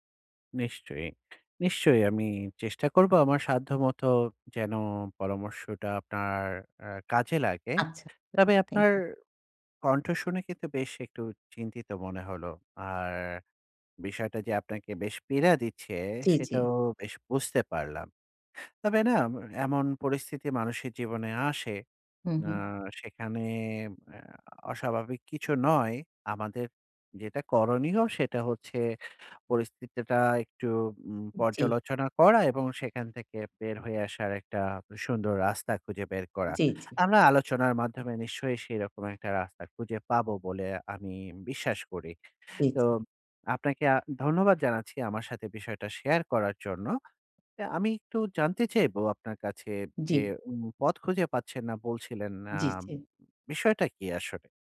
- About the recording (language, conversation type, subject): Bengali, advice, বাড়িতে কীভাবে শান্তভাবে আরাম করে বিশ্রাম নিতে পারি?
- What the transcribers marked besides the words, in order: in English: "thank you"